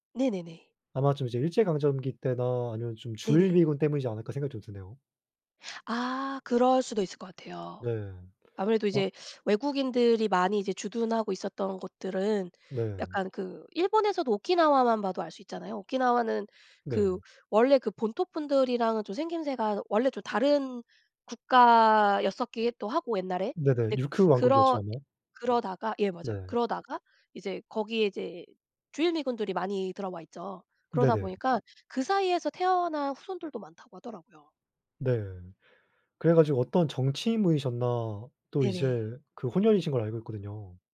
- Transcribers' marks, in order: other background noise
- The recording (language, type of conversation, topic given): Korean, unstructured, 다양한 문화가 공존하는 사회에서 가장 큰 도전은 무엇일까요?